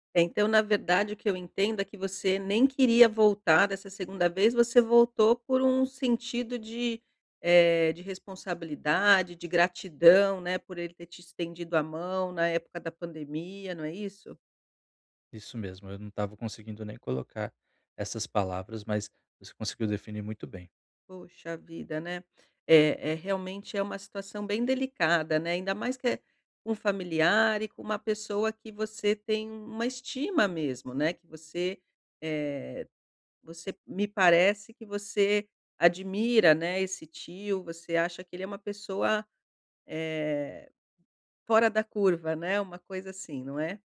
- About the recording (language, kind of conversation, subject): Portuguese, advice, Como posso dizer não sem sentir culpa ou medo de desapontar os outros?
- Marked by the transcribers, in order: none